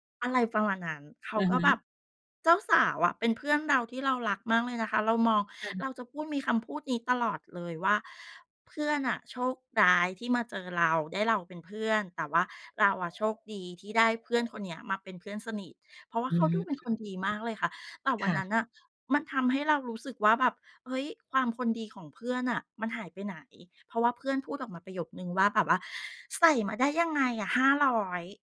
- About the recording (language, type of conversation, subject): Thai, podcast, เคยรู้สึกแปลกแยกเพราะความแตกต่างทางวัฒนธรรมไหม?
- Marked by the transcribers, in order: none